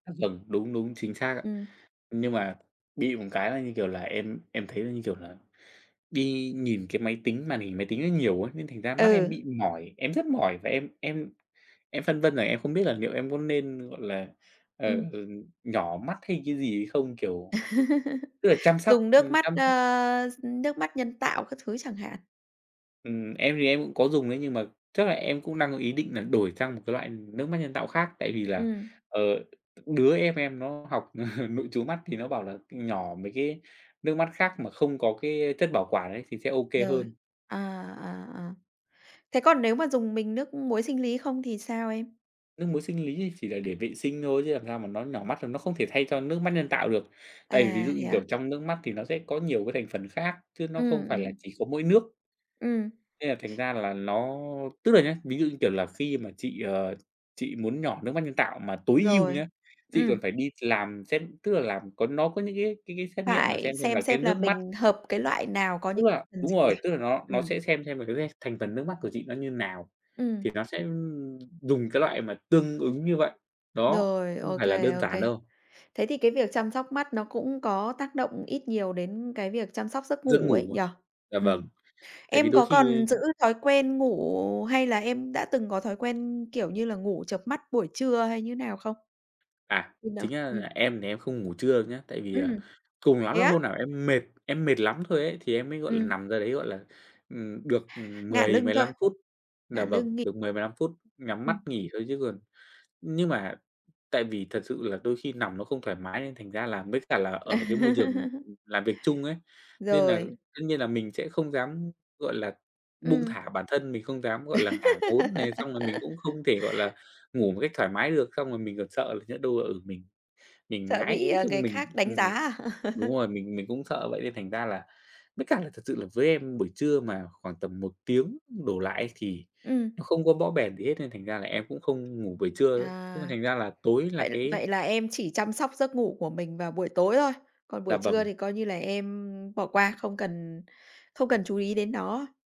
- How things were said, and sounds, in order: laugh; other background noise; tapping; laugh; unintelligible speech; unintelligible speech; unintelligible speech; laugh; other noise; laugh; laugh
- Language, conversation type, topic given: Vietnamese, podcast, Bạn chăm sóc giấc ngủ hằng ngày như thế nào, nói thật nhé?